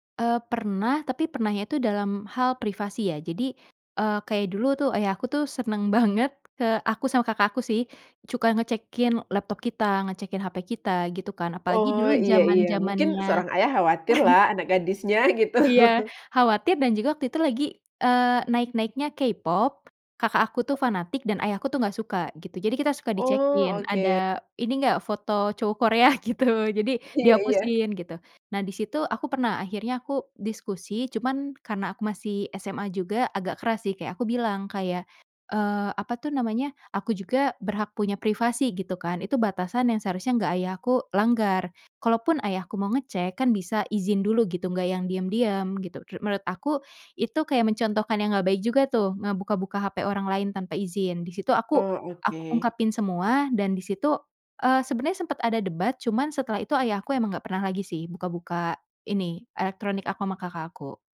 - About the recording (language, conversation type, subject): Indonesian, podcast, Bagaimana menyampaikan batasan tanpa terdengar kasar atau dingin?
- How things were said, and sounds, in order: laughing while speaking: "banget"; laughing while speaking: "gitu"; tapping; laughing while speaking: "Korea gitu"